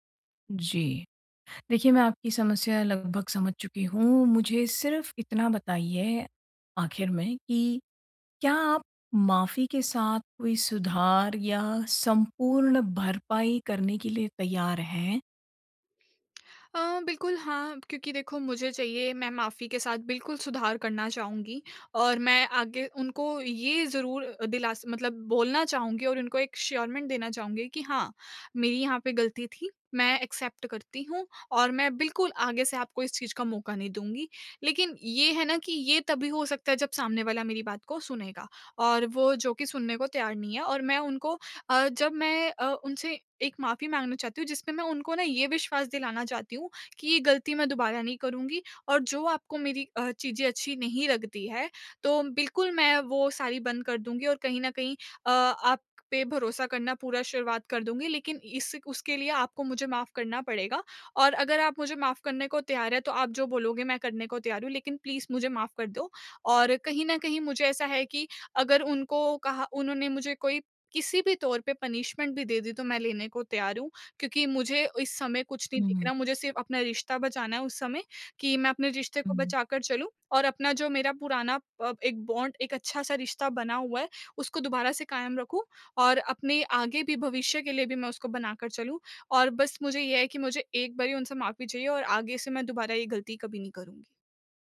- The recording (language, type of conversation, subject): Hindi, advice, मैंने किसी को चोट पहुँचाई है—मैं सच्ची माफी कैसे माँगूँ और अपनी जिम्मेदारी कैसे स्वीकार करूँ?
- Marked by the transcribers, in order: tapping; in English: "एश्योरमेंट"; in English: "एक्सेप्ट"; in English: "प्लीज"; in English: "पनिशमेंट"; in English: "बॉन्ड"